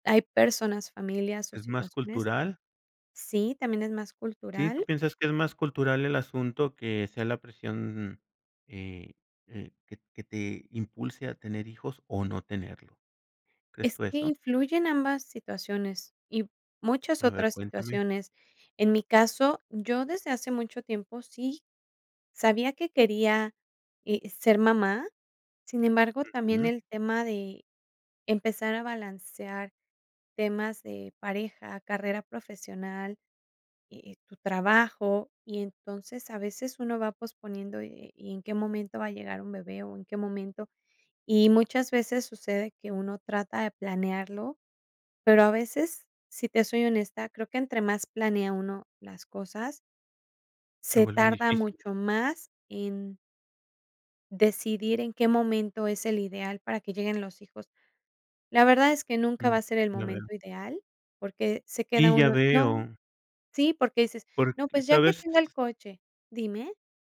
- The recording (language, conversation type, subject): Spanish, podcast, ¿Qué te impulsa a decidir tener hijos o no tenerlos?
- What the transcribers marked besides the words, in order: none